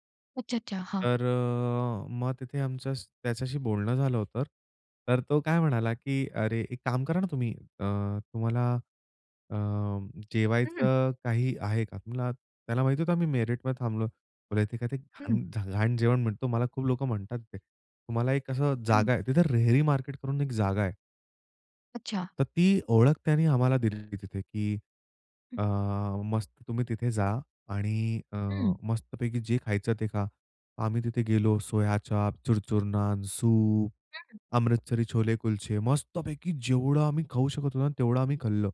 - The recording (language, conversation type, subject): Marathi, podcast, तुझ्या प्रदेशातील लोकांशी संवाद साधताना तुला कोणी काय शिकवलं?
- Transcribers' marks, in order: unintelligible speech